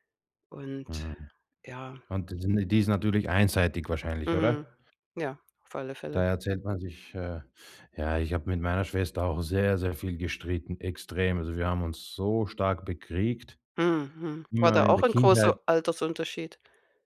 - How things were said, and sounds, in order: none
- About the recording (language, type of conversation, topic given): German, podcast, Wie haben deine Geschwisterbeziehungen dein Aufwachsen geprägt?